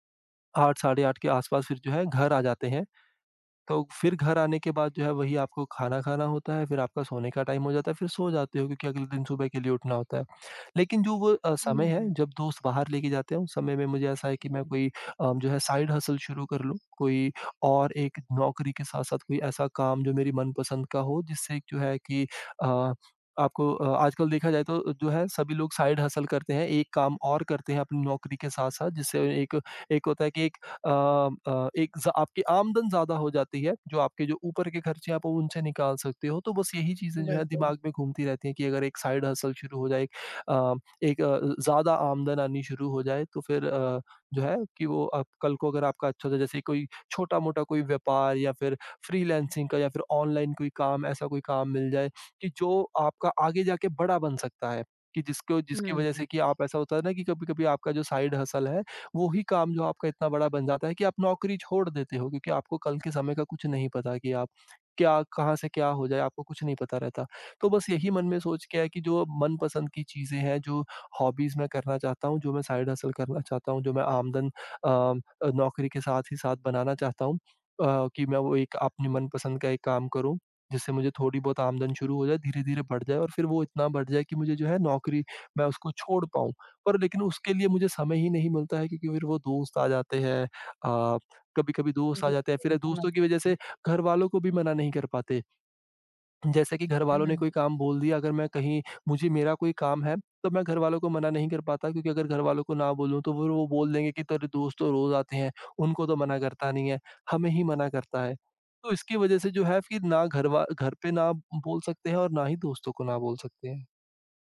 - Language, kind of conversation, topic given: Hindi, advice, मैं अपने दोस्तों के साथ समय और ऊर्जा कैसे बचा सकता/सकती हूँ बिना उन्हें ठेस पहुँचाए?
- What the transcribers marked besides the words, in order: in English: "टाइम"; unintelligible speech; in English: "साइड हसल"; in English: "साइड हसल"; in English: "साइड हसल"; in English: "साइड हसल"; in English: "हॉबीज"; in English: "साइड हसल"